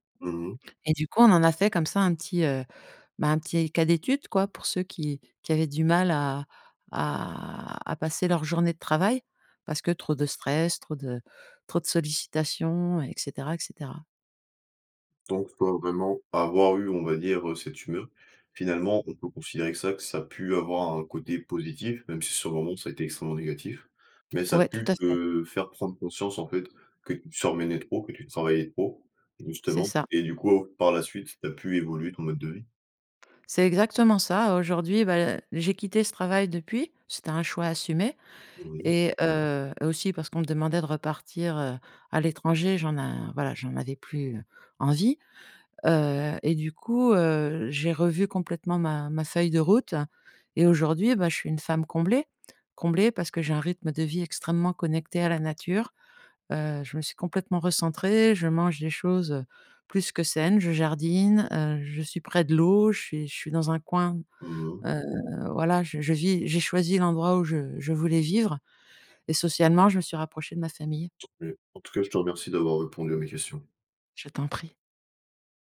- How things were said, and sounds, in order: other background noise
- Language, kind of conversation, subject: French, podcast, Comment poses-tu des limites pour éviter l’épuisement ?